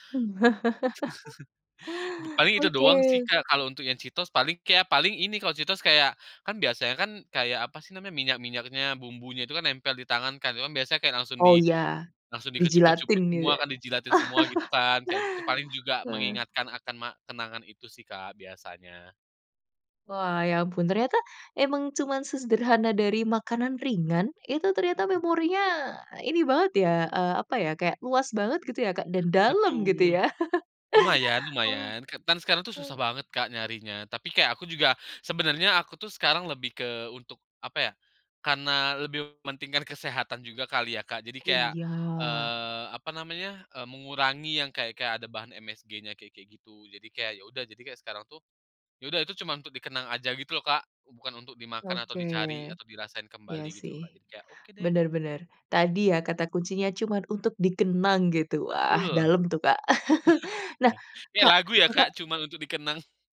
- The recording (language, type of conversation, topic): Indonesian, podcast, Jajanan sekolah apa yang paling kamu rindukan sekarang?
- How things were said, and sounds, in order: laugh; chuckle; laugh; chuckle; laugh; chuckle